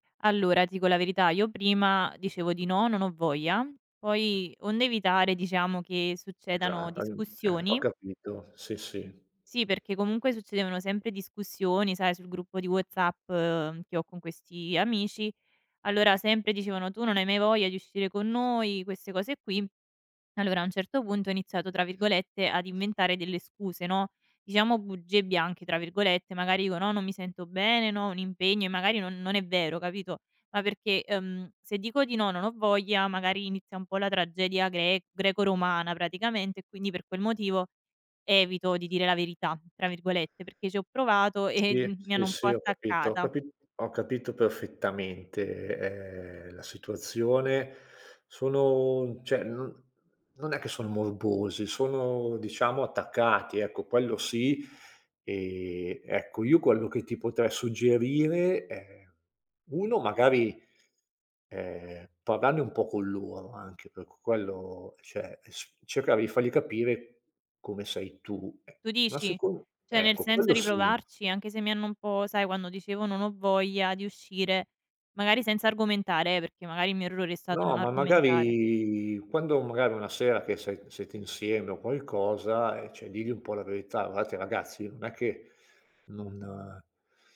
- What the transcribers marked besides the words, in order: other background noise; "dico" said as "ico"; tapping; laughing while speaking: "eh di"; "cioè" said as "ceh"; "cioè" said as "ceh"; drawn out: "magari"; "cioè" said as "ceh"
- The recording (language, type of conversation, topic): Italian, advice, Come posso dire di no agli inviti senza sentirmi in colpa quando mi sento socialmente stanco?